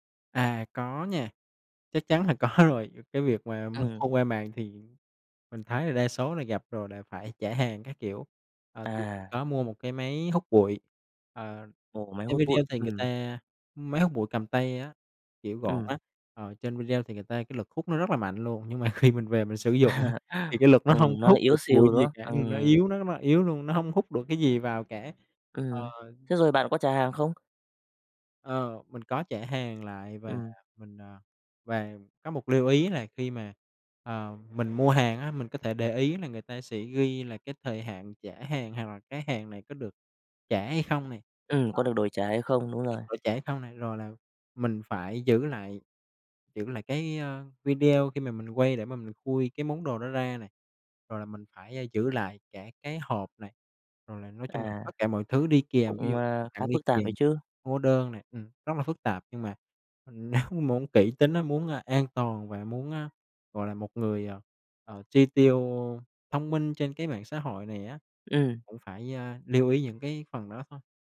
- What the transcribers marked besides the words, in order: laughing while speaking: "có"; other background noise; tapping; laughing while speaking: "mà"; laughing while speaking: "á"; laugh; laughing while speaking: "nếu"
- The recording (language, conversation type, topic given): Vietnamese, podcast, Bạn có thể chia sẻ một trải nghiệm mua sắm trực tuyến đáng nhớ của mình không?